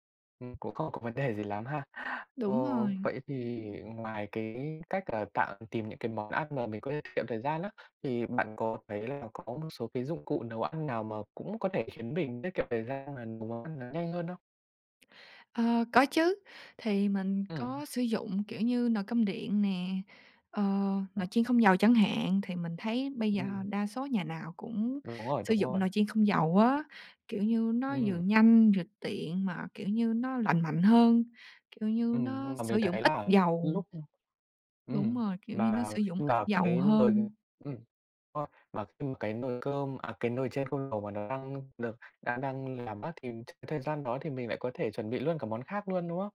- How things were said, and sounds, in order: tapping; other background noise
- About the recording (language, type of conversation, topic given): Vietnamese, podcast, Làm thế nào để lên thực đơn cho một tuần bận rộn?